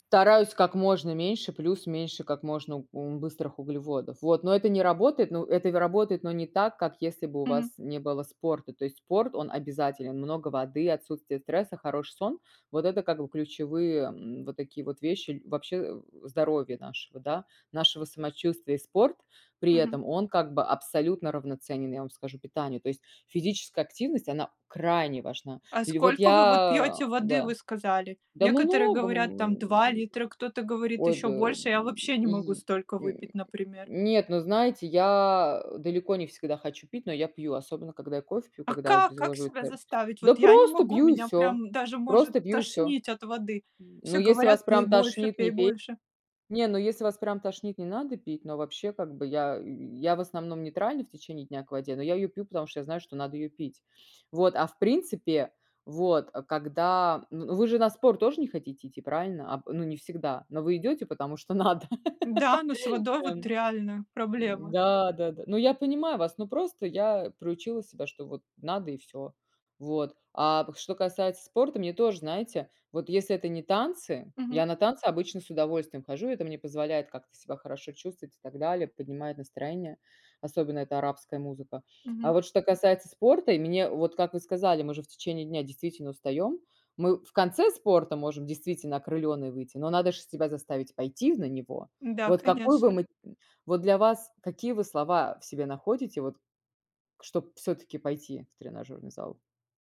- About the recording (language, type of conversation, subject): Russian, unstructured, Как спорт влияет на наше настроение и общее самочувствие?
- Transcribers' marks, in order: tapping; other background noise; unintelligible speech; grunt; sniff; laughing while speaking: "надо"; laugh; unintelligible speech; background speech